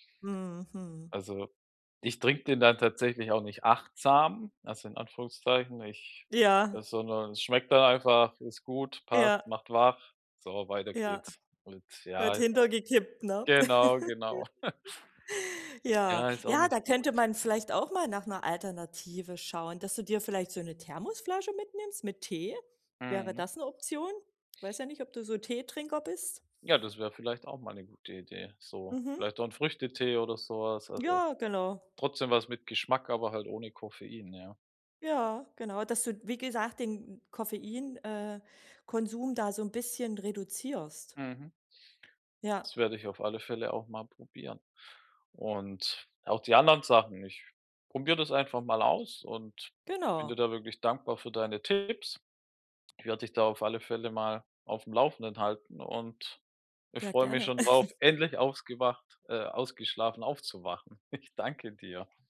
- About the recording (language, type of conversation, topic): German, advice, Wie kann ich besser einschlafen und die ganze Nacht durchschlafen?
- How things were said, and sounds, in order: stressed: "achtsam"; giggle; chuckle; other background noise; other noise; giggle; laughing while speaking: "Ich"